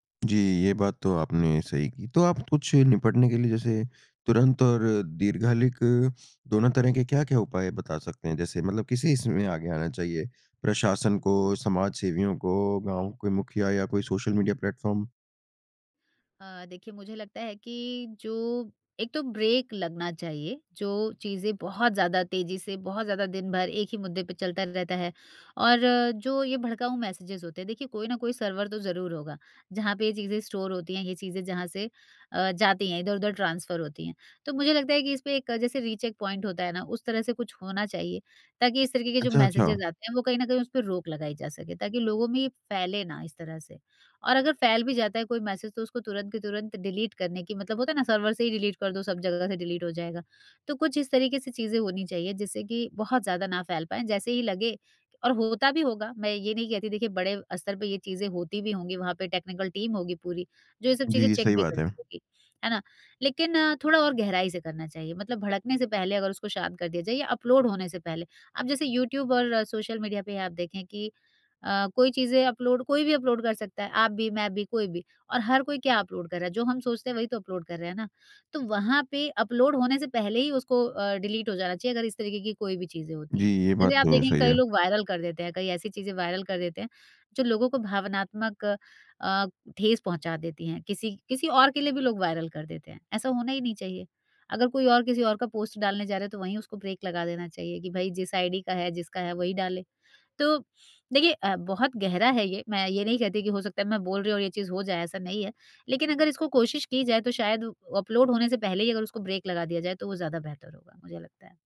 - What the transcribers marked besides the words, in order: "दीर्घकालिक" said as "दीर्घालिक"; in English: "ब्रेक"; in English: "मैसेजेज़"; in English: "सर्वर"; in English: "स्टोर"; in English: "ट्रांसफ़र"; in English: "रीचेक पॉइंट"; in English: "मैसेजेज़"; in English: "मैसेज"; in English: "डिलीट"; in English: "सर्वर"; in English: "डिलीट"; in English: "डिलीट"; in English: "टेक्निकल टीम"; in English: "अपलोड"; in English: "अपलोड"; in English: "अपलोड"; in English: "अपलोड"; in English: "अपलोड"; in English: "अपलोड"; in English: "डिलीट"; in English: "वायरल"; in English: "वायरल"; in English: "पोस्ट"; in English: "ब्रेक"; sniff; in English: "अपलोड"; in English: "ब्रेक"
- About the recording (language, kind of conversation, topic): Hindi, podcast, समाज में अफवाहें भरोसा कैसे तोड़ती हैं, और हम उनसे कैसे निपट सकते हैं?